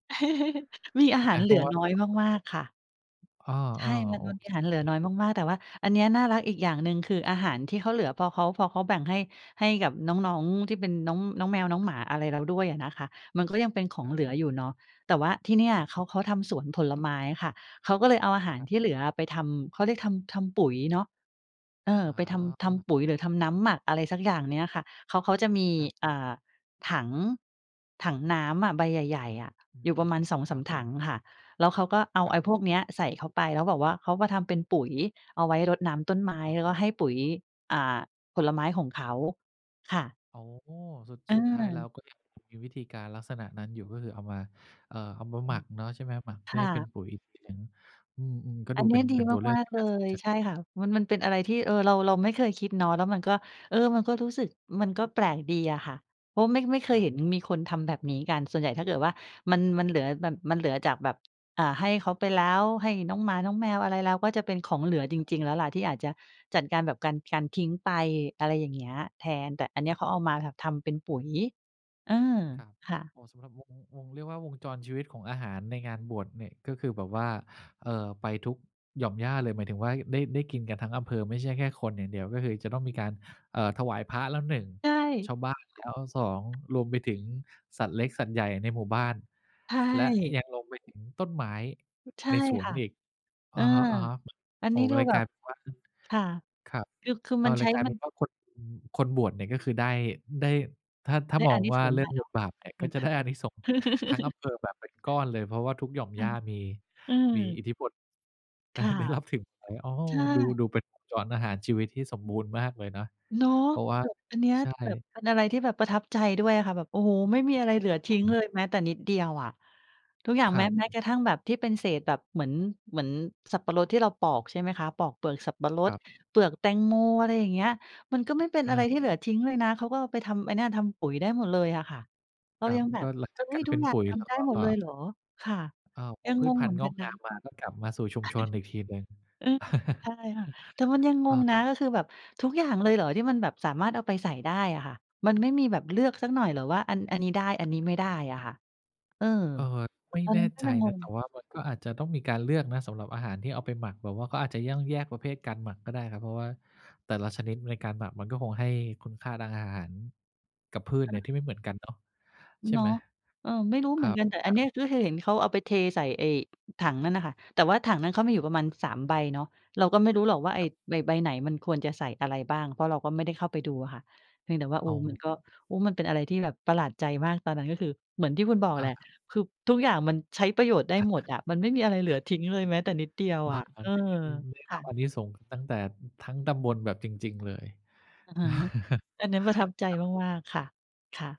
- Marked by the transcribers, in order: chuckle; other background noise; unintelligible speech; chuckle; chuckle; unintelligible speech; chuckle
- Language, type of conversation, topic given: Thai, podcast, เวลาเหลืออาหารจากงานเลี้ยงหรืองานพิธีต่าง ๆ คุณจัดการอย่างไรให้ปลอดภัยและไม่สิ้นเปลือง?